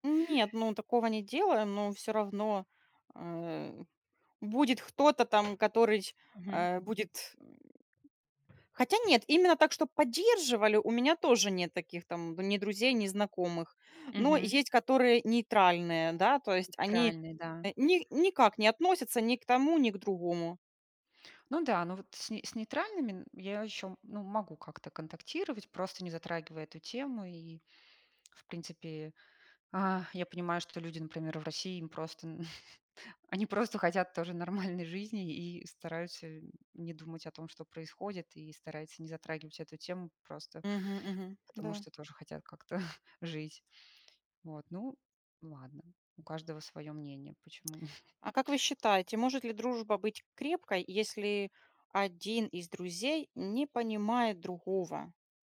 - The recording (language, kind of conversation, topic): Russian, unstructured, Как вы относитесь к дружбе с людьми, которые вас не понимают?
- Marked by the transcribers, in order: tapping; other background noise; other noise; chuckle; laughing while speaking: "нормальной"; chuckle; chuckle